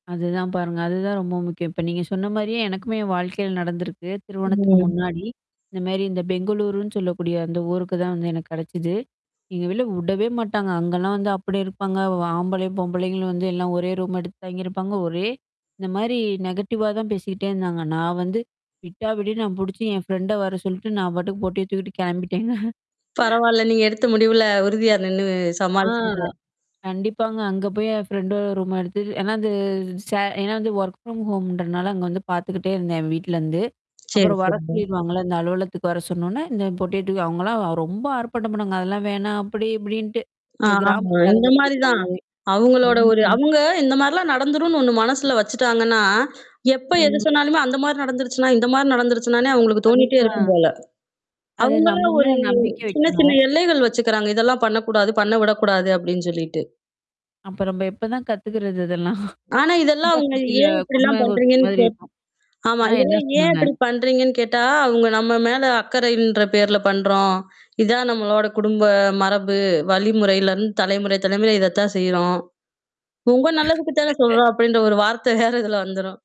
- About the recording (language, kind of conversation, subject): Tamil, podcast, சுயவெளிப்பாட்டில் குடும்பப் பாரம்பரியம் எவ்வாறு பாதிப்பை ஏற்படுத்துகிறது?
- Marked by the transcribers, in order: static; mechanical hum; in English: "ரூம்"; in English: "நெகட்டிவ்வா"; laughing while speaking: "கெளம்பிட்டேங்க"; drawn out: "ஆ"; in English: "ரூம்"; in English: "ஒர்க் ஃப்ரம் ஹோம்"; other noise; tapping; distorted speech; drawn out: "ம்"; drawn out: "ஒரு"; chuckle; unintelligible speech; chuckle; laughing while speaking: "வார்த்த வேற"